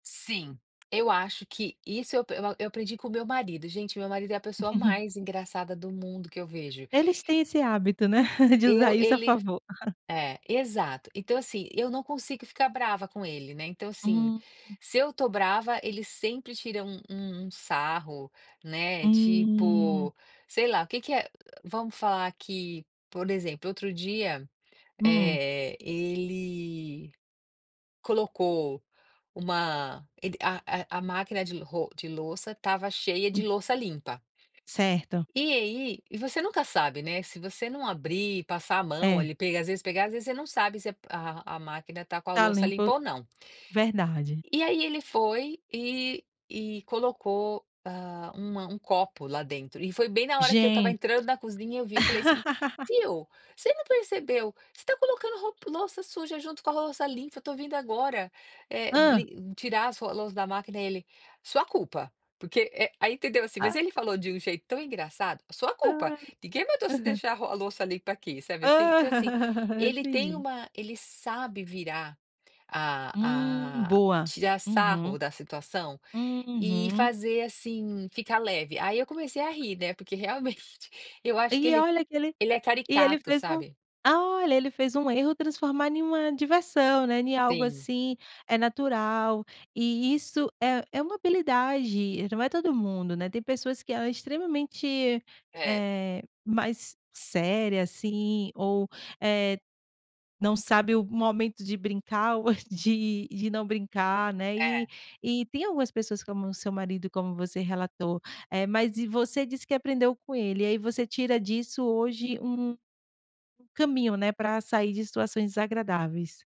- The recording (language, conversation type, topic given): Portuguese, podcast, Como usar humor para aproximar as pessoas?
- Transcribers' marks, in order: giggle; chuckle; other background noise; laugh; tapping